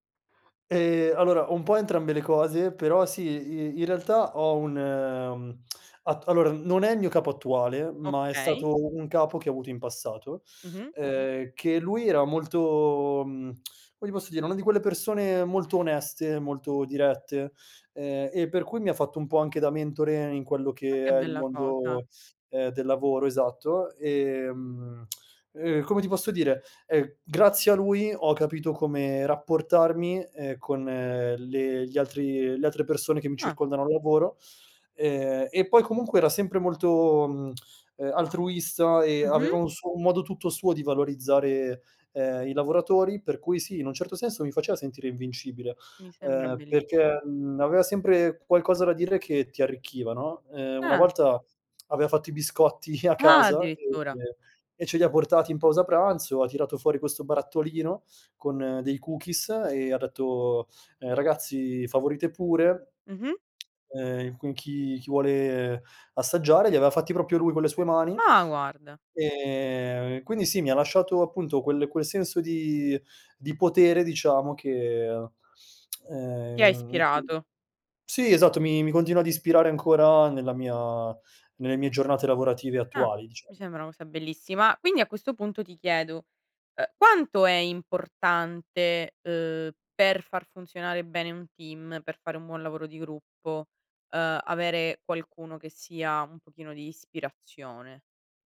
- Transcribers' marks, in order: tongue click; tapping; tongue click; other background noise; tongue click; tongue click; tongue click; in English: "cookies"; tongue click; surprised: "Ma guarda"; tongue click; unintelligible speech
- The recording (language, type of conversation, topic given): Italian, podcast, Hai un capo che ti fa sentire invincibile?